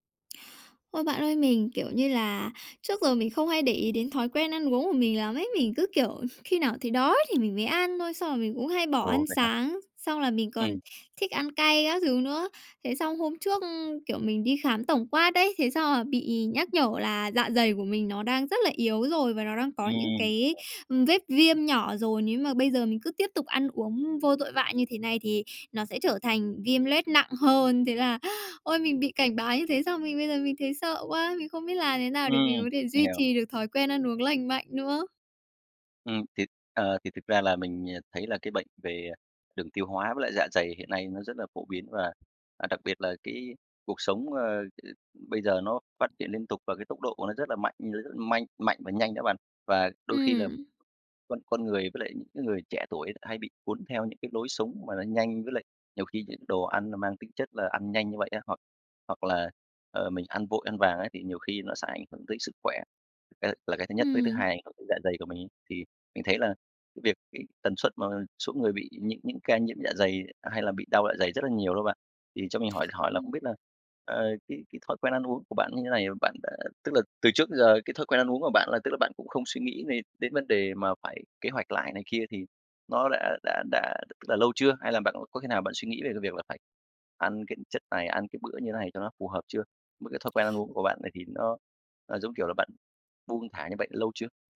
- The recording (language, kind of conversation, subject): Vietnamese, advice, Làm thế nào để duy trì thói quen ăn uống lành mạnh mỗi ngày?
- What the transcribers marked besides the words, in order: chuckle; tapping; other background noise